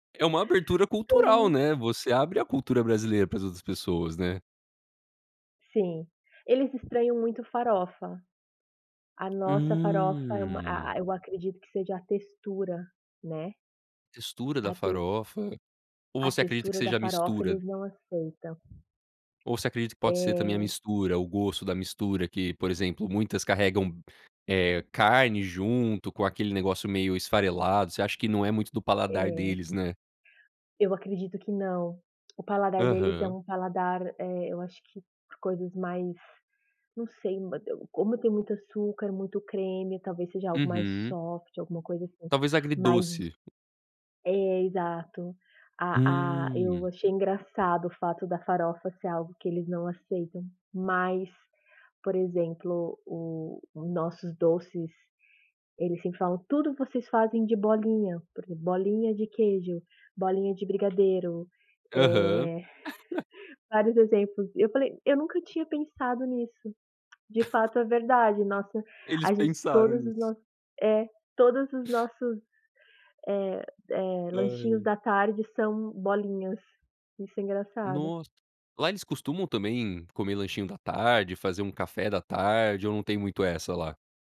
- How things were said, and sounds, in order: other background noise; tapping; drawn out: "Hum"; in English: "soft"; unintelligible speech; chuckle; chuckle
- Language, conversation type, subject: Portuguese, podcast, Tem alguma comida de viagem que te marcou pra sempre?